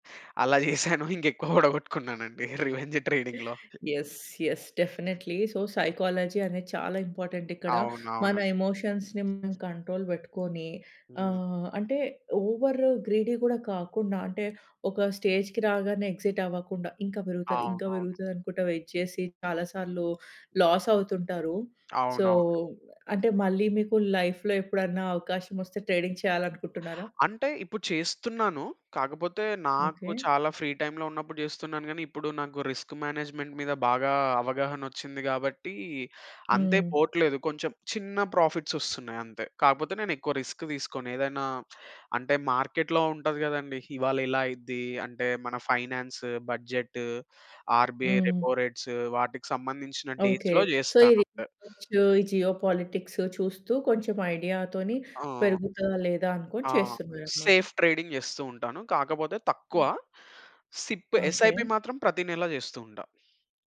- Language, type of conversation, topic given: Telugu, podcast, కాలక్రమంలో మీకు పెద్ద లాభం తీసుకొచ్చిన చిన్న ఆర్థిక నిర్ణయం ఏది?
- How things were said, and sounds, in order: chuckle; in English: "రివెంజ్ ట్రేడింగ్‌లో"; in English: "యెస్ యెస్. డెఫినైట్‌లీ. సో సైకాలజీ"; other background noise; in English: "ఇంపార్టెంట్"; tapping; in English: "ఎమోషన్స్‌ని"; in English: "కంట్రోల్"; in English: "ఓవర్ గ్రీడీ"; in English: "స్టేజ్‌కి"; in English: "ఎక్సిట్"; in English: "వైట్"; in English: "లాసవుతుంటారు. సో"; in English: "లైఫ్‌లో"; in English: "ట్రేడింగ్"; in English: "ఫ్రీ టైమ్‌లో"; in English: "రిస్క్ మేనేజ్మెంట్"; in English: "ప్రాఫిట్స్"; in English: "రిస్క్"; in English: "మార్కెట్‌లో"; in English: "ఫైనాన్స్, బడ్జెట్, ఆర్బీఐ రెపో రేట్స్"; in English: "డేట్స్‌లో"; in English: "సో"; unintelligible speech; in English: "జియో పాలిటిక్స్"; in English: "ఐడియా‌తోని"; in English: "సేఫ్ ట్రేడింగ్"; in English: "సిప్ ఎసైపి"